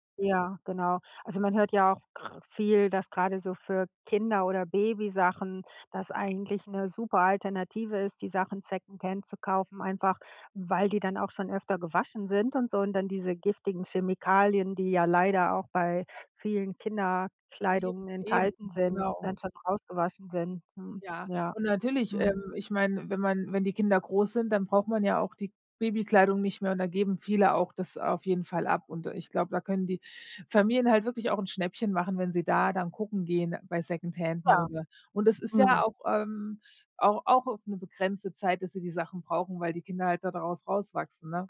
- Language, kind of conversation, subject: German, podcast, Wie stehst du zu Secondhand-Mode?
- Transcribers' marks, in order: none